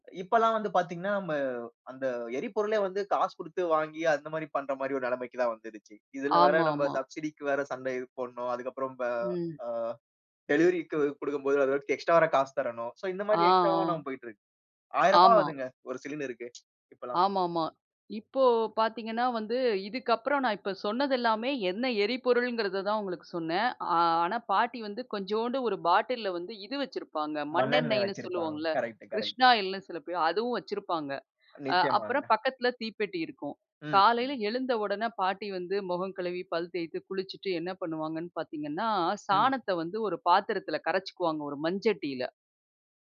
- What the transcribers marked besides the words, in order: in English: "எக்ஸ்ட்ரா"; in English: "எக்ஸ்ட்ராவா"; other background noise; "உடனே" said as "ஒடனே"; other noise
- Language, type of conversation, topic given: Tamil, podcast, சமையலைத் தொடங்குவதற்கு முன் உங்கள் வீட்டில் கடைப்பிடிக்கும் மரபு என்ன?